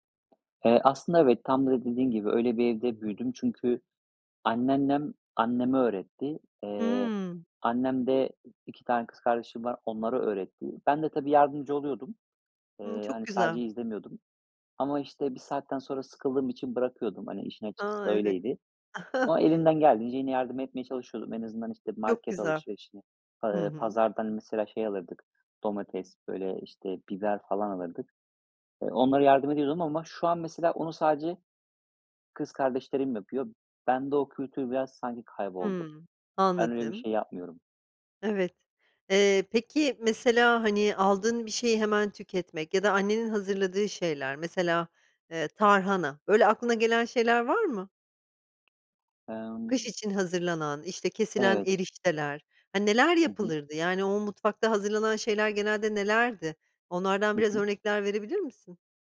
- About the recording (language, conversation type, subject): Turkish, podcast, Gıda israfını azaltmanın en etkili yolları hangileridir?
- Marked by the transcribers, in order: tapping; chuckle